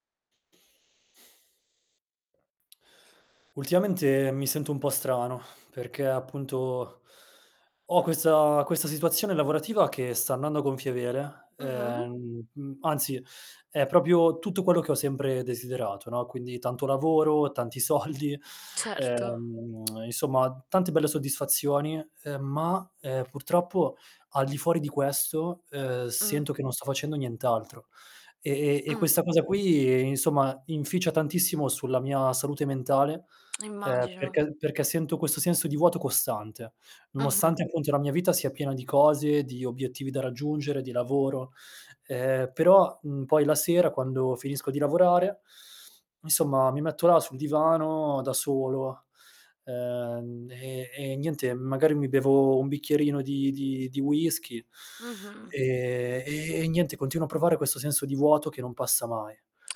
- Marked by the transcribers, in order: static; tapping; sigh; "proprio" said as "propio"; laughing while speaking: "tanti soldi"; distorted speech; tongue click; other background noise; drawn out: "e"
- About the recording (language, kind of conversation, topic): Italian, advice, Perché provo un senso di vuoto nonostante il successo lavorativo?